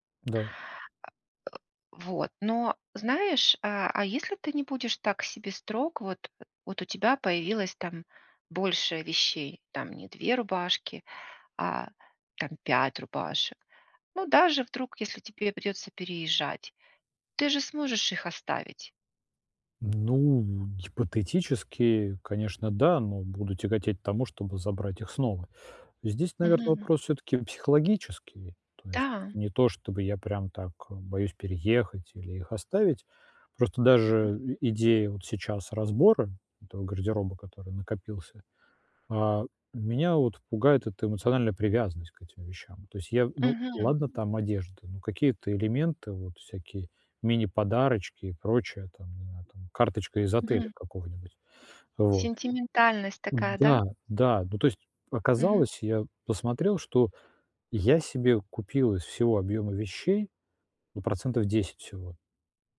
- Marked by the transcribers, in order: grunt; tapping
- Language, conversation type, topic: Russian, advice, Как отпустить эмоциональную привязанность к вещам без чувства вины?